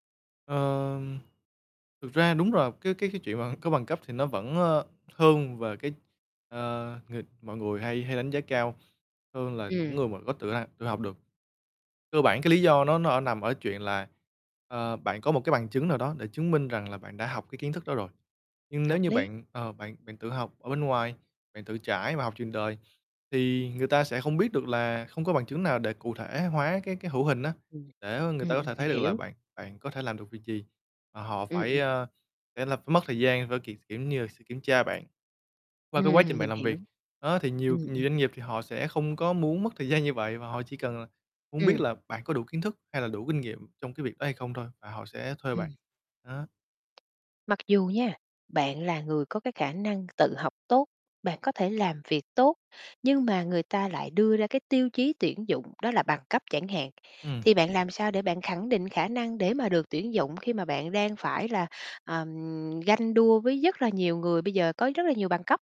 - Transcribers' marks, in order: other background noise; laughing while speaking: "mà"; unintelligible speech; tapping; distorted speech
- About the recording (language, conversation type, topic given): Vietnamese, podcast, Bạn có nghĩ kỹ năng tự học quan trọng hơn bằng cấp không?